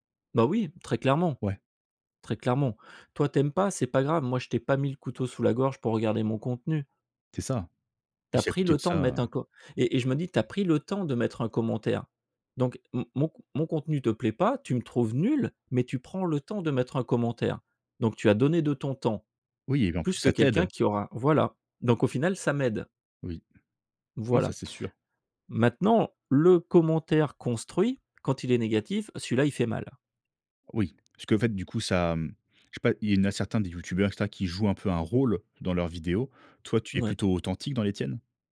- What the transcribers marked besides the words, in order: none
- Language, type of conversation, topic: French, podcast, Comment gardes-tu la motivation sur un projet de longue durée ?
- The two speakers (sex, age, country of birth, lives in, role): male, 30-34, France, France, host; male, 45-49, France, France, guest